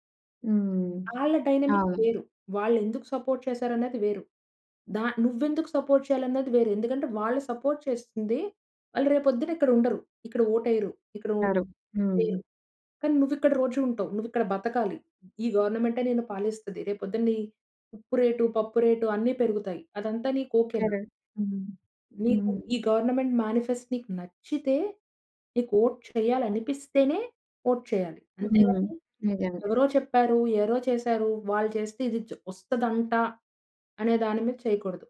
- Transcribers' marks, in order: in English: "డైనమిక్"; in English: "సపోర్ట్"; in English: "సపోర్ట్"; in English: "సపోర్ట్"; in English: "ఓట్"; other background noise; tapping; in English: "కరెక్ట్"; in English: "గవర్నమెంట్ మేనిఫెస్ట్"; in English: "ఓట్"; in English: "ఓట్"
- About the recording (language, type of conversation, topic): Telugu, podcast, సెలబ్రిటీలు రాజకీయ విషయాలపై మాట్లాడితే ప్రజలపై ఎంత మేర ప్రభావం పడుతుందనుకుంటున్నారు?